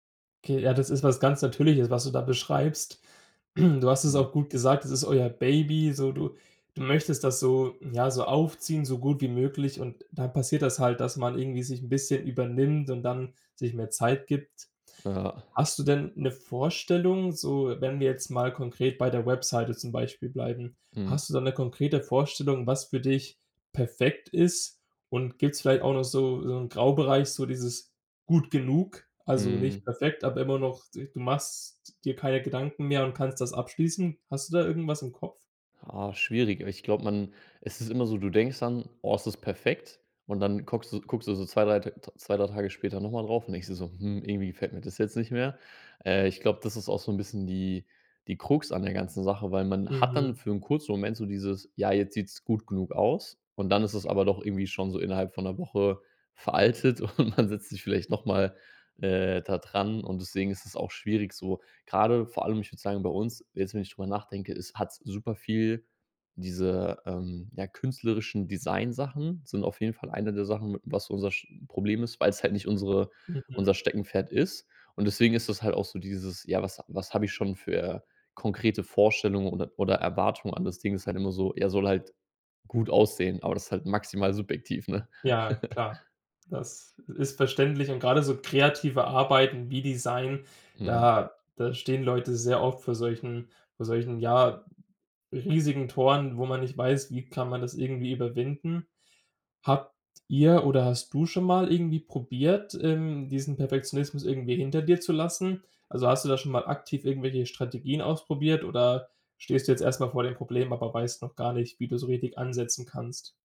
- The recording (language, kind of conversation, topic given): German, advice, Wie kann ich verhindern, dass mich Perfektionismus davon abhält, wichtige Projekte abzuschließen?
- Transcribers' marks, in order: throat clearing; laughing while speaking: "und man"; giggle